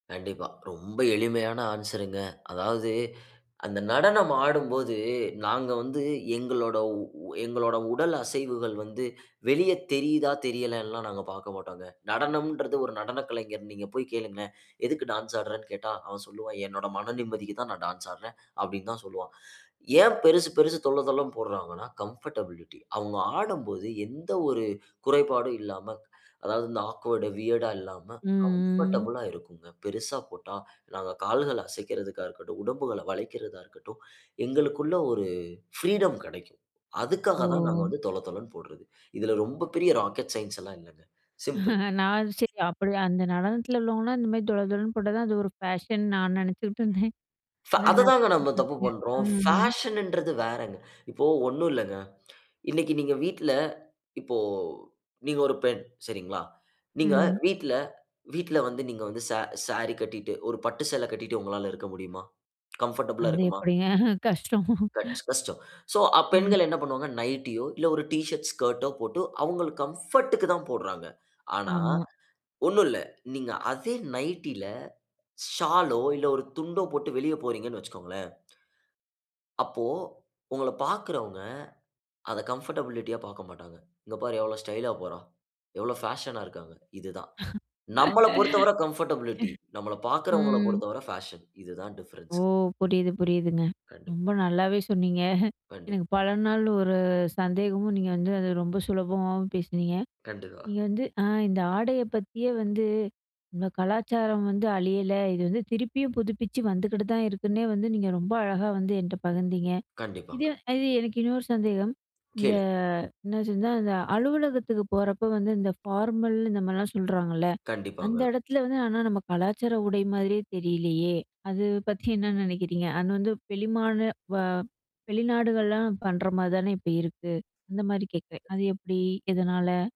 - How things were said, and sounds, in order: in English: "கம்ஃபர்டபிலிட்டி"; in English: "ஆக்வர்ட்டு வியர்டு"; in English: "கம்ஃபர்டபிளா"; in English: "ஃபிரீடம்"; in English: "ராக்கெட் சயன்ஸ்"; laugh; other background noise; in English: "ஃபேஷன்"; chuckle; in English: "ஃபேஷன்"; unintelligible speech; in English: "கம்ஃபர்டபிள்"; laughing while speaking: "எப்டிங்க? கஷ்டம்"; inhale; in English: "கம்ஃபோர்ட்"; in English: "கம்ஃபர்டபிலிட்டி"; laugh; in English: "கம்ஃபர்டபிலிட்டி"; in English: "டிஃபரன்ஸ்"; laughing while speaking: "சொன்னீங்க"; drawn out: "இந்த"; other noise; in English: "ஃபார்மல்"; "அது" said as "அநு"; "பெருமாளான" said as "பெலிமான"; unintelligible speech; anticipating: "எப்டி? எதனால?"
- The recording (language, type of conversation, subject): Tamil, podcast, தங்கள் பாரம்பரிய உடைகளை நீங்கள் எப்படிப் பருவத்துக்கும் சந்தர்ப்பத்துக்கும் ஏற்றபடி அணிகிறீர்கள்?